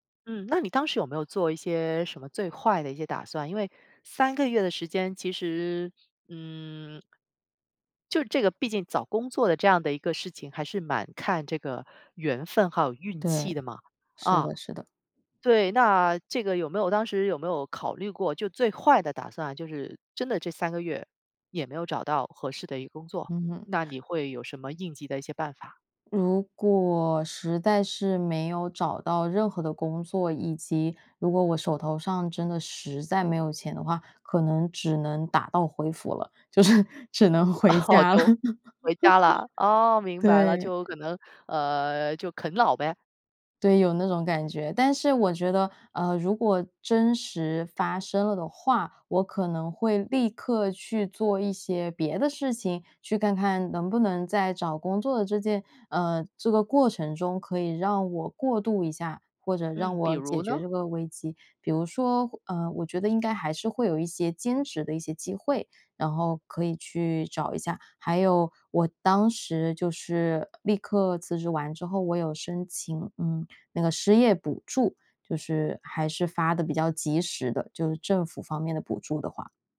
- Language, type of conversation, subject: Chinese, podcast, 转行时如何处理经济压力？
- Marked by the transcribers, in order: laughing while speaking: "就是，只能回家了"; laughing while speaking: "哦"; laugh